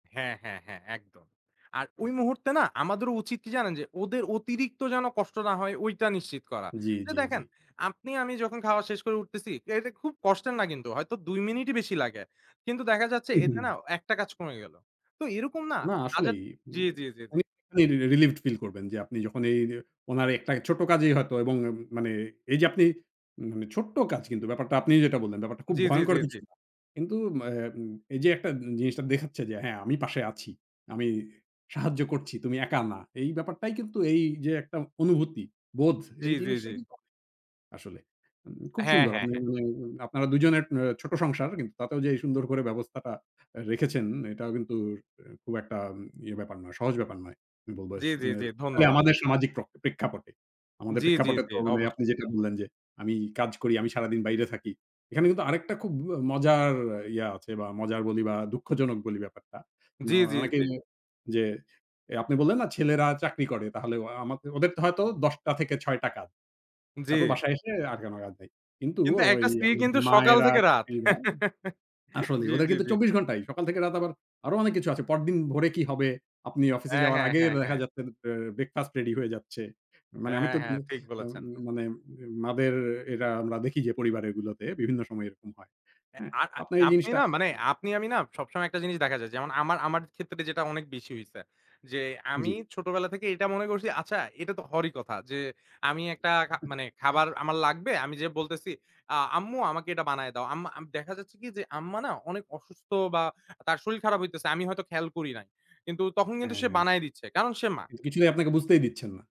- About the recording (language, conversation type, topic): Bengali, podcast, বাড়ির কাজ ভাগ করে নেওয়ার আদর্শ নীতি কেমন হওয়া উচিত?
- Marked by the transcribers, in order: other background noise; unintelligible speech; unintelligible speech; tapping; unintelligible speech; chuckle; laughing while speaking: "জ্বী"; unintelligible speech; chuckle